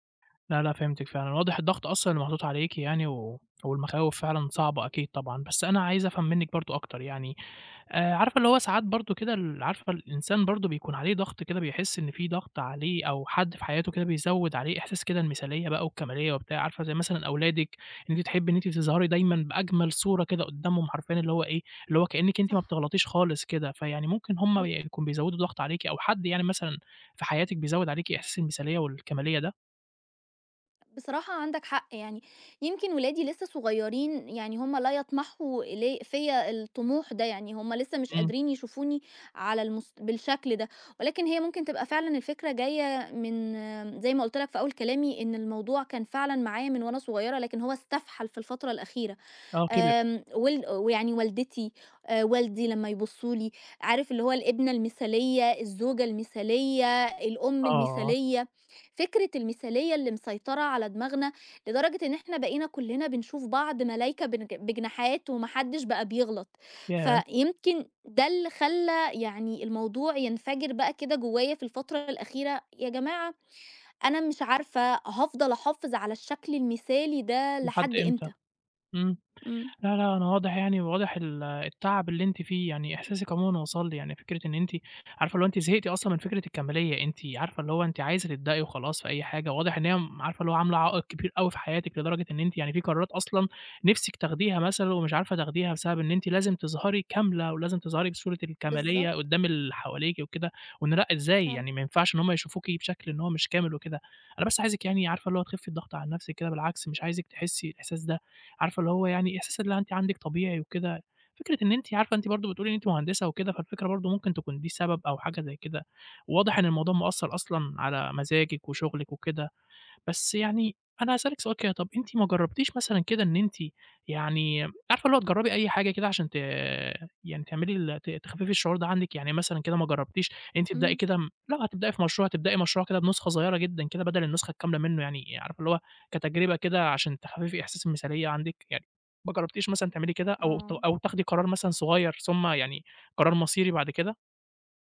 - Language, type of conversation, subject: Arabic, advice, إزاي الكمالية بتعطّلك إنك تبدأ مشاريعك أو تاخد قرارات؟
- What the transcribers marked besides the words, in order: other background noise